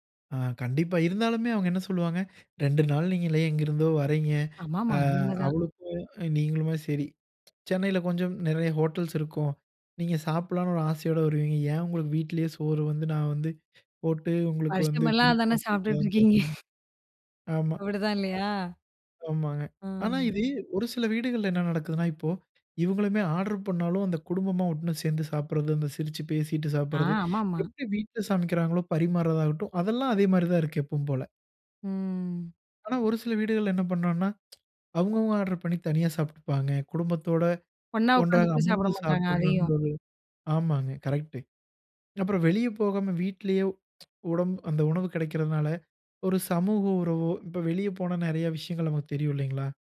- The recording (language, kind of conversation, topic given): Tamil, podcast, உணவு டெலிவரி சேவைகள் உங்கள் நாள் திட்டத்தை எப்படி பாதித்தன?
- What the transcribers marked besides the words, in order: other noise; tapping; laughing while speaking: "வருஷம் எல்லாம் அதானே சாப்பிட்டுட்டு இருக்கீங்க"; other background noise; drawn out: "ம்"; tsk; tsk